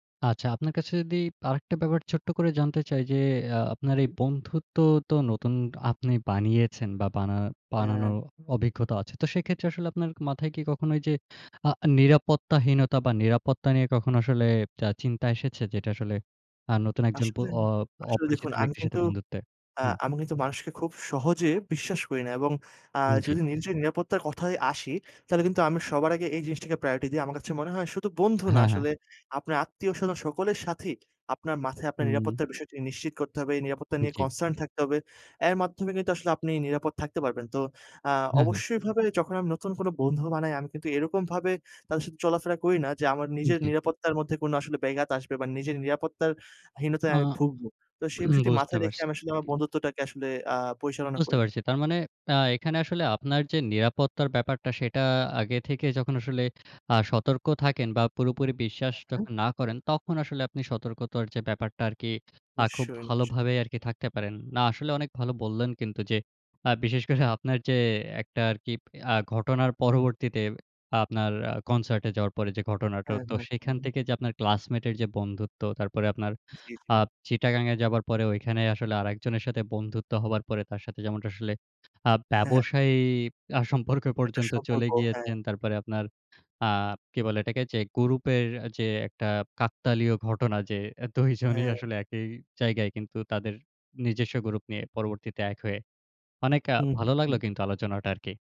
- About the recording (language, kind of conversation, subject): Bengali, podcast, কনসার্টে কি আপনার নতুন বন্ধু হওয়ার কোনো গল্প আছে?
- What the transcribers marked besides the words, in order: other background noise; laughing while speaking: "আ বিশেষ করে আপনার যে, একটা আর কি আ ঘটনার পরবর্তীতে আপনার"; laughing while speaking: "দুই জনই আসলে"